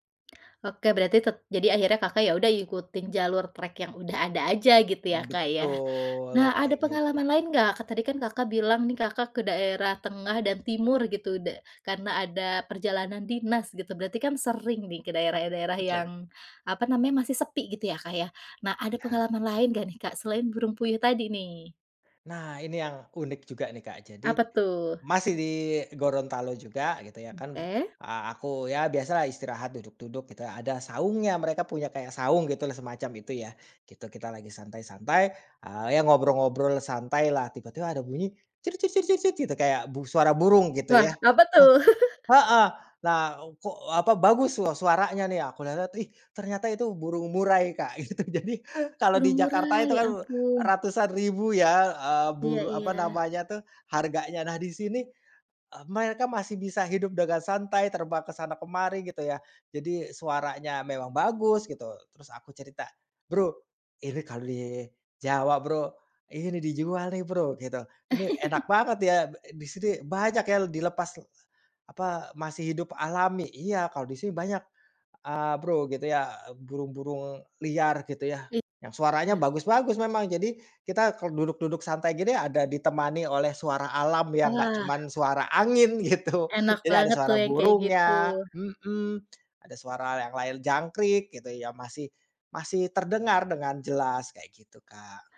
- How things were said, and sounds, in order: other background noise; put-on voice: "cir cit cit cit cit"; giggle; stressed: "heeh!"; laughing while speaking: "gitu. Jadi"; tapping; in English: "Bro"; in English: "Bro"; in English: "Bro"; chuckle; in English: "Bro"; laughing while speaking: "gitu"; tsk
- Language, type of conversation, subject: Indonesian, podcast, Bagaimana pengalamanmu bertemu satwa liar saat berpetualang?